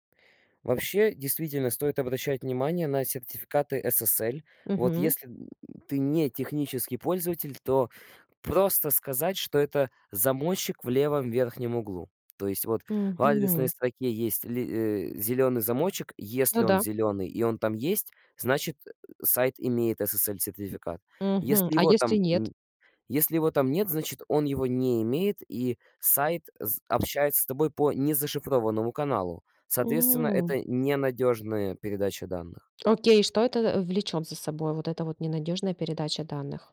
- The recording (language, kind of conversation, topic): Russian, podcast, Как отличить надёжный сайт от фейкового?
- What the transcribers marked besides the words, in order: other background noise; tapping